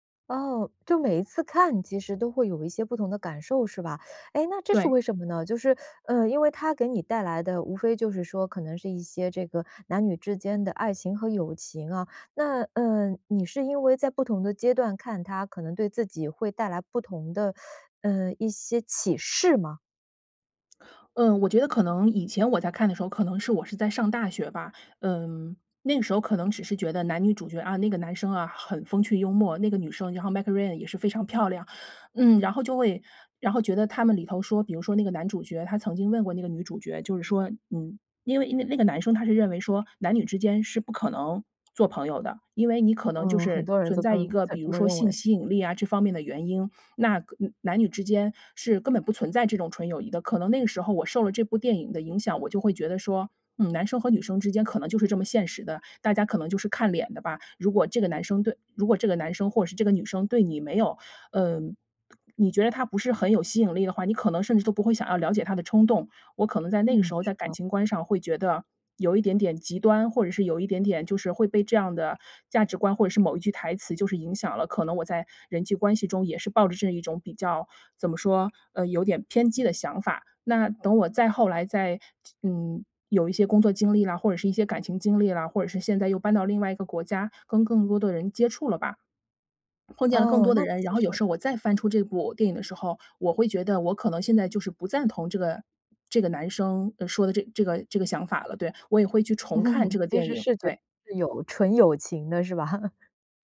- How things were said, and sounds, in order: teeth sucking; teeth sucking; "Meg Ryan" said as "Mikeran"; other background noise; laugh; laugh
- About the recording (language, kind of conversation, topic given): Chinese, podcast, 你能跟我们分享一部对你影响很大的电影吗？